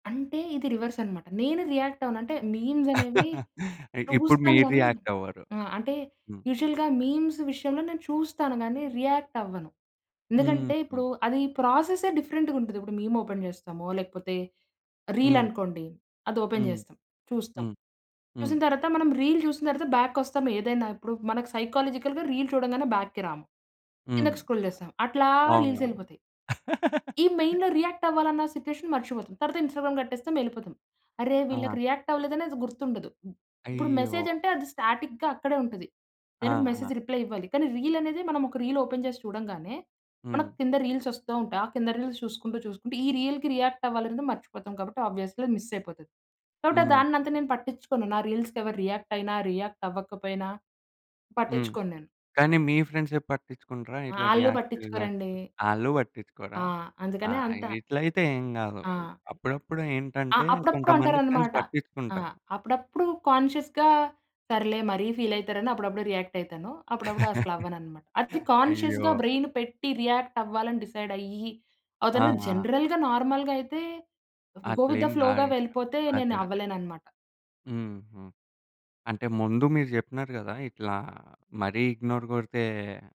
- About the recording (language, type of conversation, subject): Telugu, podcast, ఒకరు మీ సందేశాన్ని చూసి కూడా వెంటనే జవాబు ఇవ్వకపోతే మీరు ఎలా భావిస్తారు?
- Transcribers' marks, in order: laugh; in English: "యూజువల్‌గా మీమ్స్"; in English: "రీల్"; in English: "బ్యాక్"; in English: "సైకొలాజికల్‌గా రీల్"; in English: "బ్యాక్‌కి"; in English: "స్క్రోల్"; in English: "మెయిన్‌లో"; in English: "సిచ్యువేషన్"; in English: "ఇన్‌స్టాగ్రామ్"; laugh; in English: "స్టాటిక్‌గా"; in English: "మెసేజ్ రిప్లై"; in English: "రీల్స్"; in English: "రీల్‌కి"; in English: "ఆబ్వియస్లీ"; other background noise; in English: "ఫ్రెండ్స్"; in English: "కాన్షియస్‌గా"; laugh; in English: "కాన్షియస్‌గా"; in English: "జనరల్‌గా"; in English: "గో విత్ ద ఫ్లోగా"; in English: "ఇగ్నోర్"; "గొడితే" said as "గొరితే"